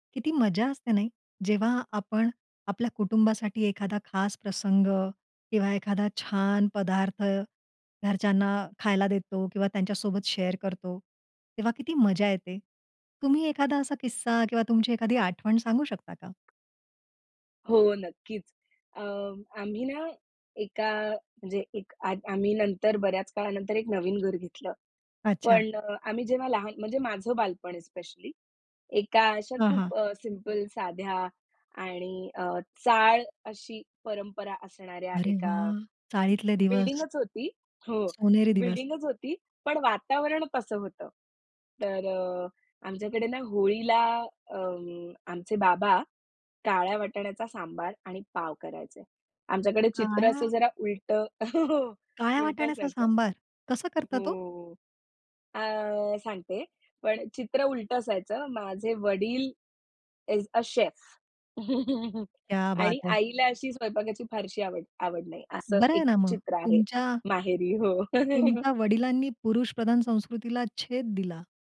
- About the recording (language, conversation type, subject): Marathi, podcast, अन्नामुळे आठवलेली तुमची एखादी खास कौटुंबिक आठवण सांगाल का?
- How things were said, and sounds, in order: in English: "शेअर"; tapping; chuckle; in English: "इज अ शेफ"; chuckle; chuckle